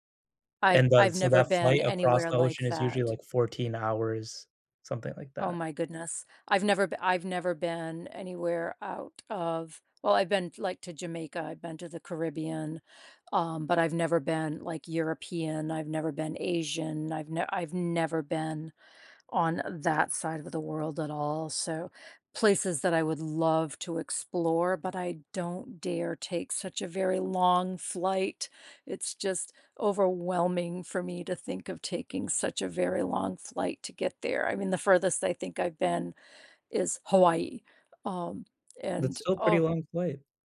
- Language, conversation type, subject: English, unstructured, What food-related surprise have you experienced while traveling?
- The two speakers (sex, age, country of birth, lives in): female, 60-64, United States, United States; male, 20-24, United States, United States
- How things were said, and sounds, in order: none